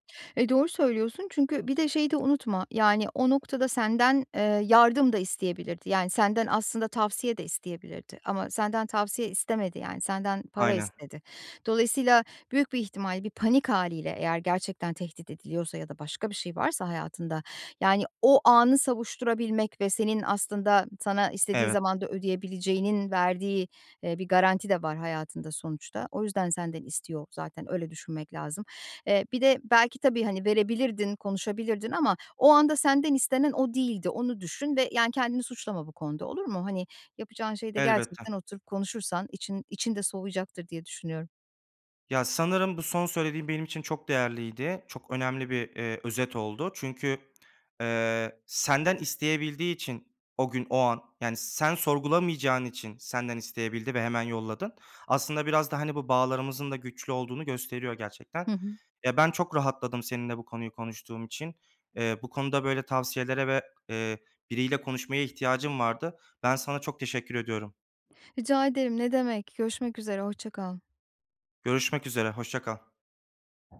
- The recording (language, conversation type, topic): Turkish, advice, Borçlar hakkında yargılamadan ve incitmeden nasıl konuşabiliriz?
- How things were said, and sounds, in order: lip smack; tapping